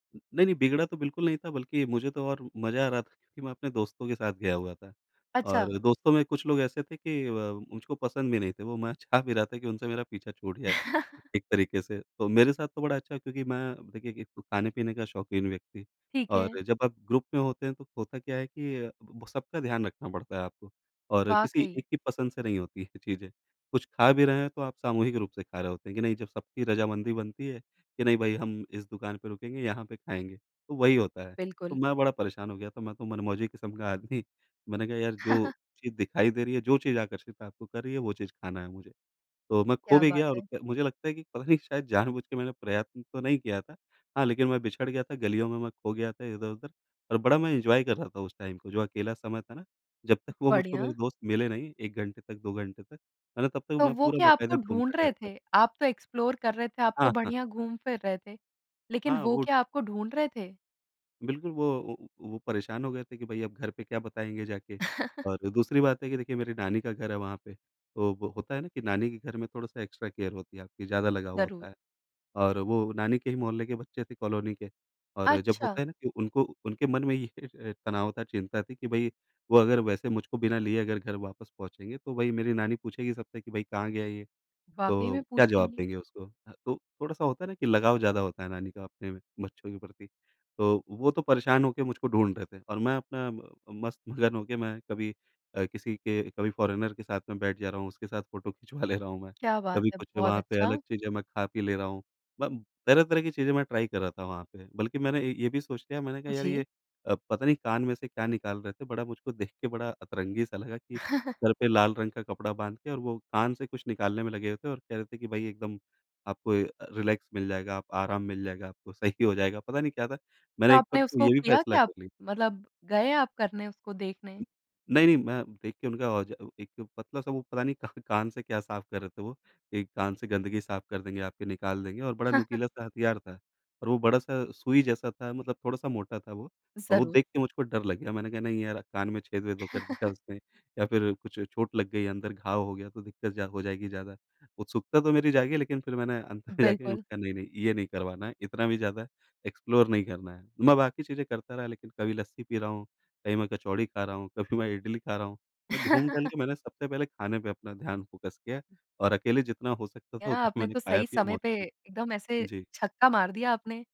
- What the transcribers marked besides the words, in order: laughing while speaking: "चाह"; chuckle; in English: "ग्रुप"; laughing while speaking: "आदमी"; chuckle; in English: "एन्जॉय"; in English: "टाइम"; in English: "एक्सप्लोर"; chuckle; in English: "एक्स्ट्रा केयर"; in English: "ट्राई"; chuckle; in English: "रिलैक्स"; tapping; chuckle; chuckle; in English: "एक्सप्लोर"; chuckle; in English: "फ़ोकस"
- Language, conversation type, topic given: Hindi, podcast, क्या आप कभी यात्रा के दौरान रास्ता भटक गए थे, और फिर क्या हुआ था?